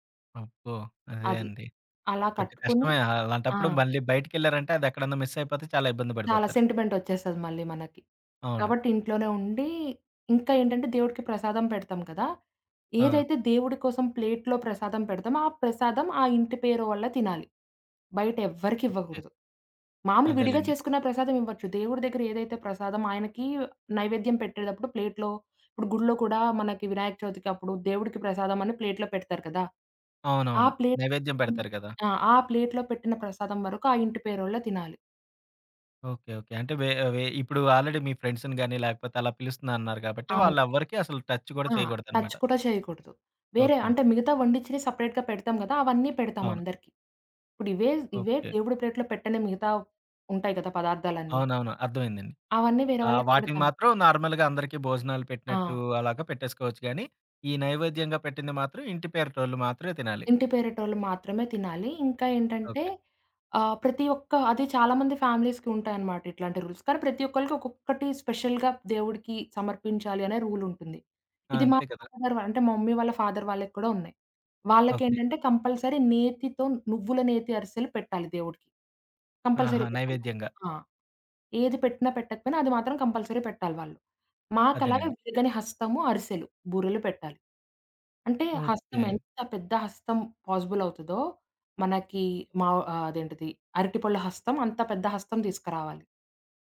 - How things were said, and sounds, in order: in English: "మిస్"; in English: "సెంటిమెంట్"; in English: "ప్లేట్‌లో"; other background noise; in English: "ప్లేట్‌లో"; in English: "ప్లేట్‌లో"; in English: "ప్లేట్"; in English: "ప్లేట్‌లో"; in English: "ఆల్రెడీ"; in English: "ఫ్రెండ్స్‌ని"; in English: "టచ్"; in English: "టచ్"; in English: "సెపరేట్‌గా"; in English: "ప్లేట్‌లో"; in English: "నార్మల్‌గా"; in English: "ఫ్యామిలీస్‌కి"; in English: "రూల్స్"; in English: "స్పెషల్‌గా"; in English: "రూల్"; in English: "ఫాదర్"; in English: "మమ్మీ"; in English: "ఫాదర్"; in English: "కంపల్సరీ"; in English: "కంపల్సరీ"; in English: "కంపల్సరీ"; tapping; in English: "పాజిబుల్"
- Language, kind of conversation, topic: Telugu, podcast, మీ కుటుంబ సంప్రదాయాల్లో మీకు అత్యంత ఇష్టమైన సంప్రదాయం ఏది?